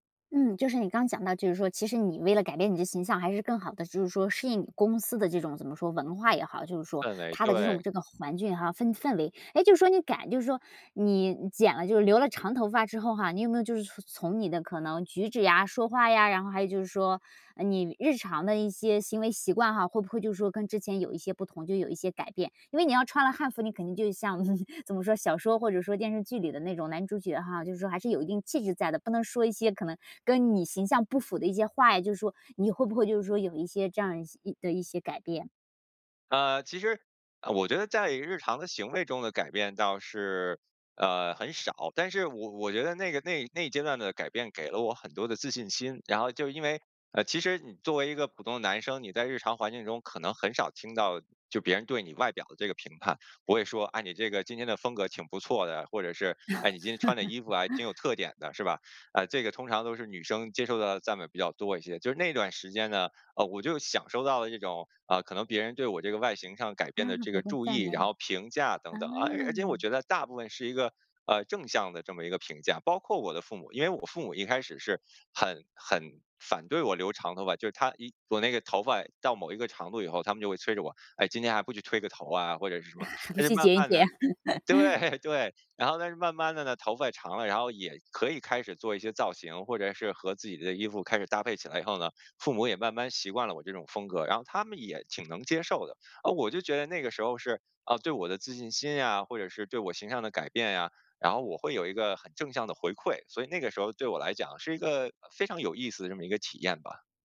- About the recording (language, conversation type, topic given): Chinese, podcast, 你能分享一次改变形象的经历吗？
- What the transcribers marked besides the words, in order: chuckle; "男主角" said as "男猪角"; other background noise; laugh; laugh; laughing while speaking: "还不去"; laughing while speaking: "对"; laugh